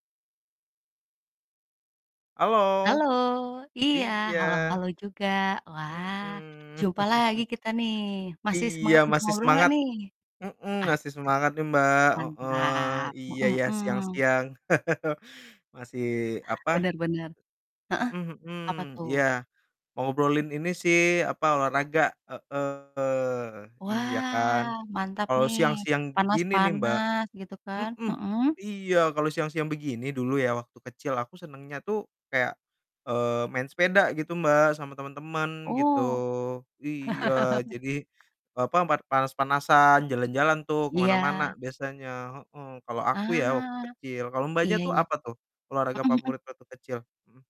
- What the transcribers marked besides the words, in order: distorted speech; chuckle; drawn out: "mantap"; chuckle; tapping; drawn out: "Wah"; chuckle
- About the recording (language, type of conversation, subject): Indonesian, unstructured, Apa olahraga favoritmu saat kecil?